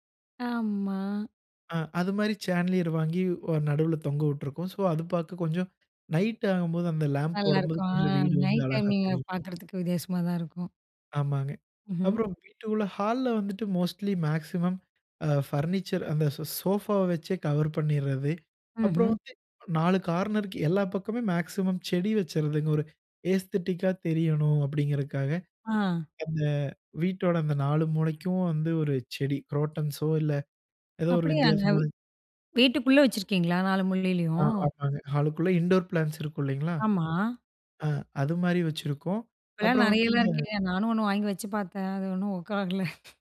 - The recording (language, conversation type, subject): Tamil, podcast, சிறிய வீட்டை வசதியாகவும் விசாலமாகவும் மாற்ற நீங்கள் என்னென்ன வழிகளைப் பயன்படுத்துகிறீர்கள்?
- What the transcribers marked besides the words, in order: in English: "சேன்லியர்"; in English: "சோ"; in English: "லாம்ப்"; in English: "நைட் டைமிங்க்ல"; other background noise; in English: "மோஸ்ட்லி மேக்ஸிமம்"; in English: "பர்னிச்சர்"; in English: "கார்னருக்கு"; in English: "மேக்ஸிமம்"; in English: "ஏஸ்தெட்டிக்கா"; in English: "குரோட்டன்ஸோ"; in English: "இன்டோர் பிளான்ட்ஸ்"; tapping; in English: "ஒர்க்"; laughing while speaking: "ஆகல"